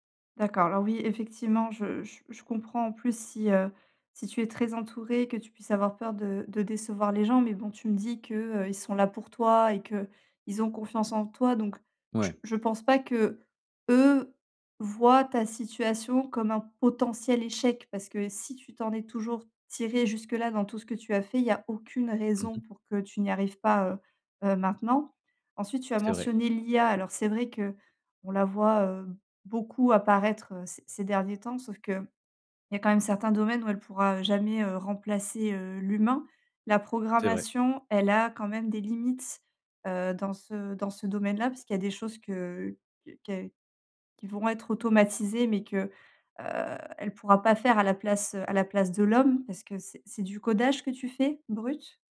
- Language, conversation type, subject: French, advice, Comment dépasser la peur d’échouer qui m’empêche d’agir ?
- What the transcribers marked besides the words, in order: stressed: "eux"